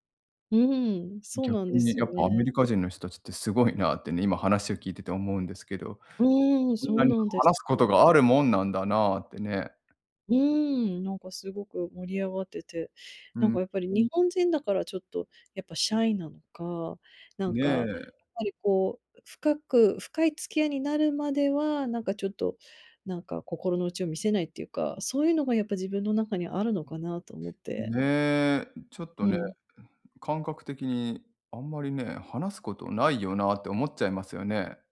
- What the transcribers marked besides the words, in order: none
- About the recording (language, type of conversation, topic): Japanese, advice, パーティーで居心地が悪いとき、どうすれば楽しく過ごせますか？